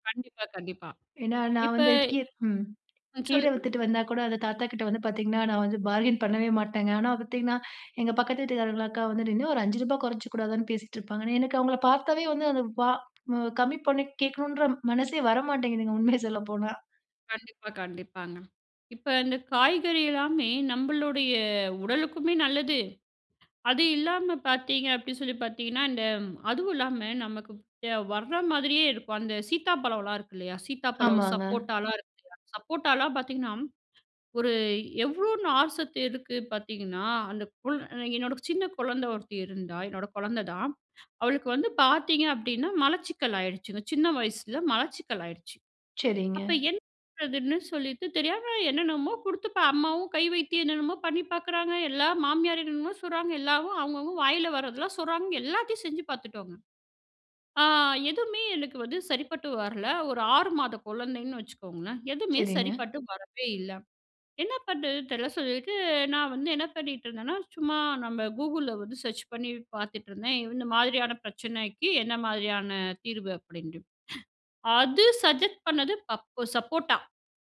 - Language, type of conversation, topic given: Tamil, podcast, பருவத்திற்கு ஏற்ற பழங்களையும் காய்கறிகளையும் நீங்கள் எப்படி தேர்வு செய்கிறீர்கள்?
- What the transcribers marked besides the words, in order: other noise; in English: "பார்கெயின்"; laughing while speaking: "மாட்டேங்குதுங்க. உண்மைய சொல்லப்போனா"; unintelligible speech; in English: "சர்ச்"; surprised: "அது சஜெஸ்த் பண்ணது பப்பு சப்போட்டா"; in English: "சஜெஸ்த்"; "சஜெஸ்ட்" said as "சஜெஸ்த்"